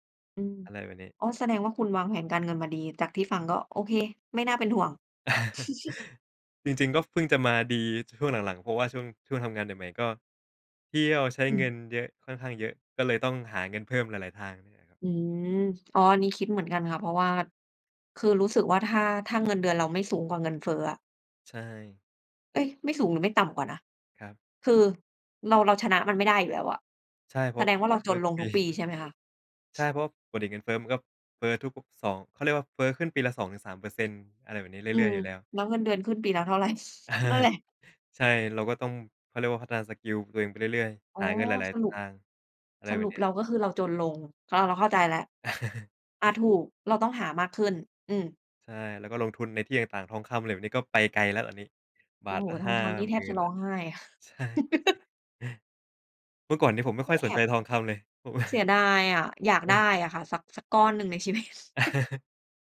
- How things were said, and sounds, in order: chuckle; unintelligible speech; other background noise; laughing while speaking: "ไร นั่นแหละ ?"; chuckle; laugh; laugh; laughing while speaking: "เพราะว่า"; laughing while speaking: "ในชีวิต"; laugh; chuckle
- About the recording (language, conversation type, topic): Thai, unstructured, เงินมีความสำคัญกับชีวิตคุณอย่างไรบ้าง?
- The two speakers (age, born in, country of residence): 25-29, Thailand, Thailand; 30-34, Thailand, Thailand